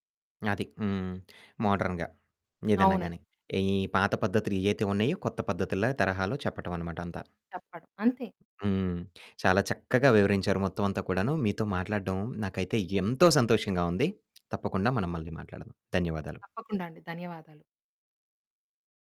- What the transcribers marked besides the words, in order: in English: "మోడర్న్‌గా"
- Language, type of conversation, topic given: Telugu, podcast, సాంప్రదాయాన్ని ఆధునికతతో కలిపి అనుసరించడం మీకు ఏ విధంగా ఇష్టం?